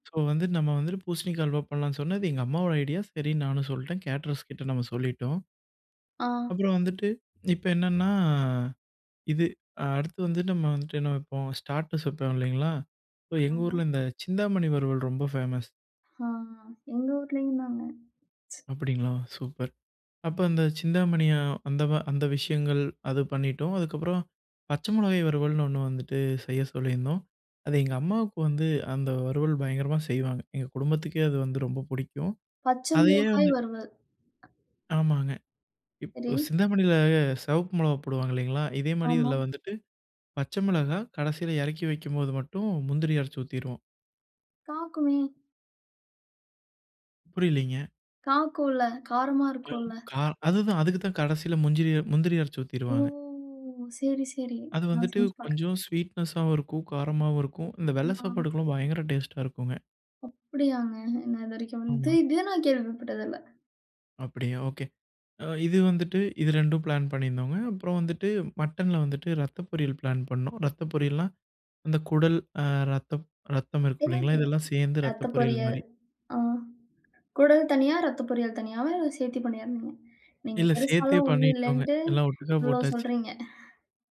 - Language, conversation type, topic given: Tamil, podcast, ஒரு பெரிய விருந்துக்கான உணவுப் பட்டியலை நீங்கள் எப்படி திட்டமிடுவீர்கள்?
- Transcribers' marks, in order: in English: "சோ"; in English: "கேட்டரர்ஸ்"; in English: "ஸ்டார்ட்டர்ஸ்"; in English: "சோ"; in English: "ஃபேமஸ்"; other background noise; other noise; tapping; "முந்திரி" said as "முஞ்சிரி"; drawn out: "ஓ"; in English: "ஸ்வீட்நெஷாவும்"; in English: "டேஸ்டா"; in English: "பிளான்"; in English: "பிளான்"